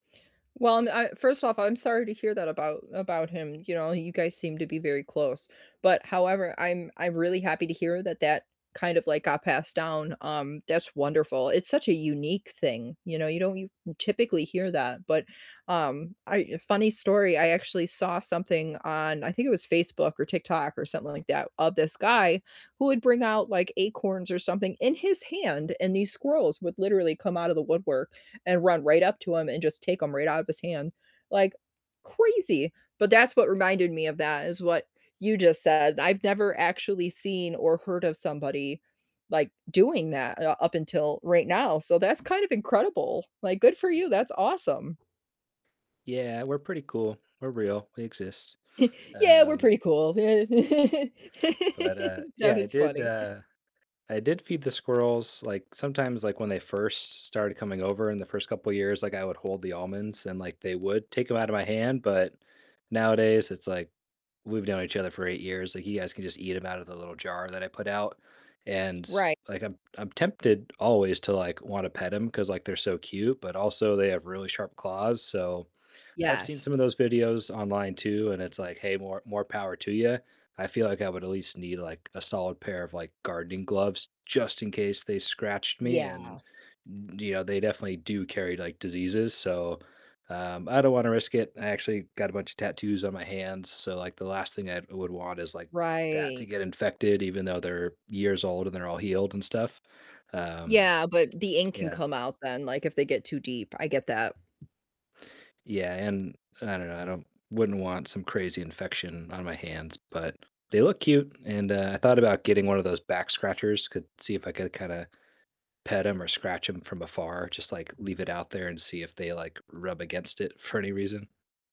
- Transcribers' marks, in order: other background noise; distorted speech; chuckle; laugh; tapping; laughing while speaking: "for"
- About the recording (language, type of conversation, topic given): English, unstructured, How have your experiences with pets shaped how you connect with family and close friends?
- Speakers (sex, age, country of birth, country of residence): female, 30-34, United States, United States; male, 40-44, United States, United States